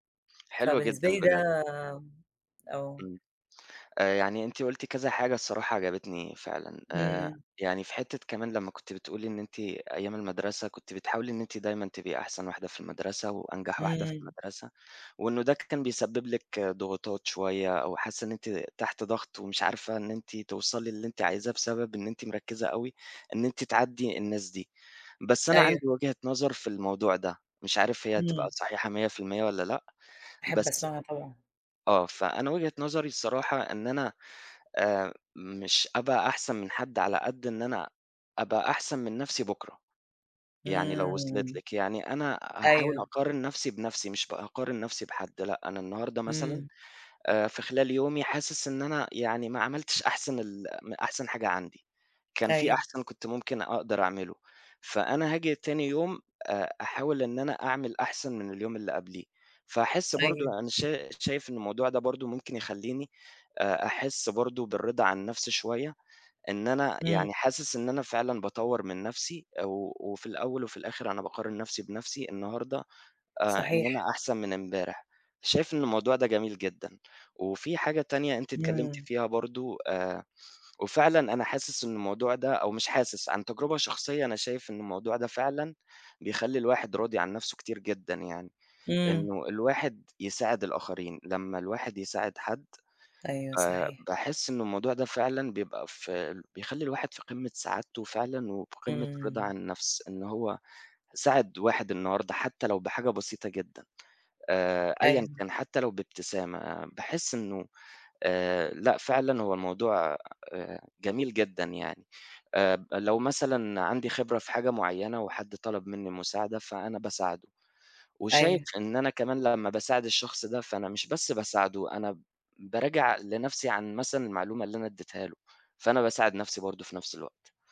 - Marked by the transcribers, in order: tapping
- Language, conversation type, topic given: Arabic, unstructured, إيه اللي بيخلّيك تحس بالرضا عن نفسك؟